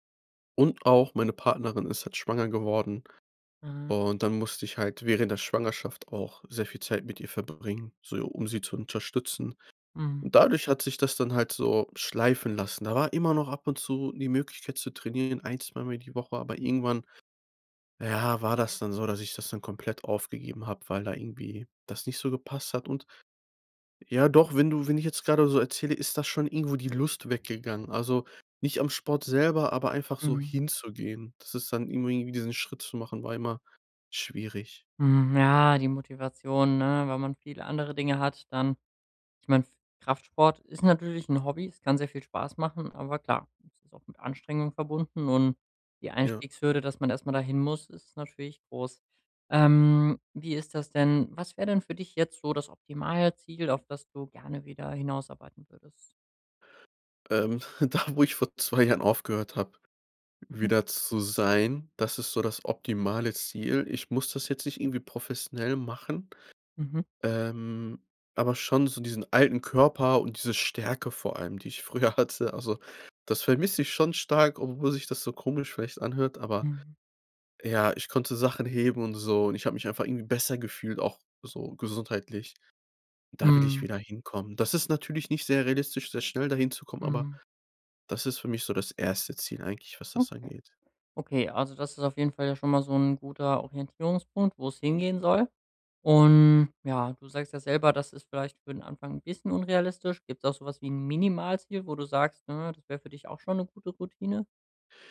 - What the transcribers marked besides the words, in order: laughing while speaking: "da"; laughing while speaking: "hatte"; drawn out: "Und"
- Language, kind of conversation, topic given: German, advice, Wie kann ich es schaffen, beim Sport routinemäßig dranzubleiben?